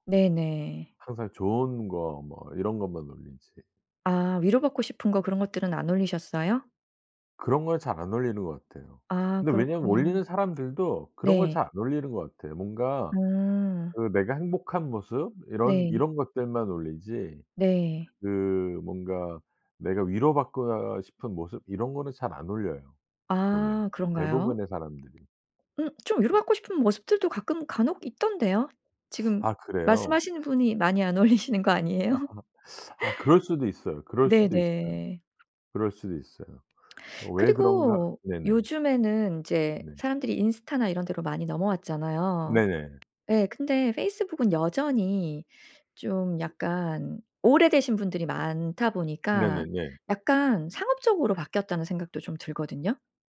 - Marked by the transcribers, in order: tapping; teeth sucking; teeth sucking; laughing while speaking: "올리시는 거 아니에요?"; other background noise
- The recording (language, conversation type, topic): Korean, podcast, 소셜 미디어에 게시할 때 가장 신경 쓰는 점은 무엇인가요?